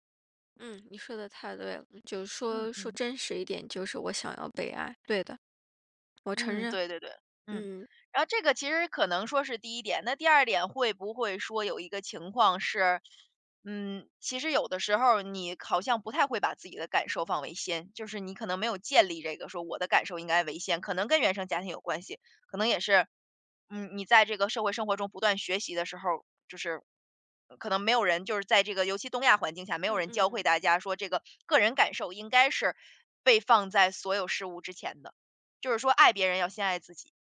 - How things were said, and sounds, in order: none
- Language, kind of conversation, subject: Chinese, advice, 你在对同事或家人设立界限时遇到哪些困难？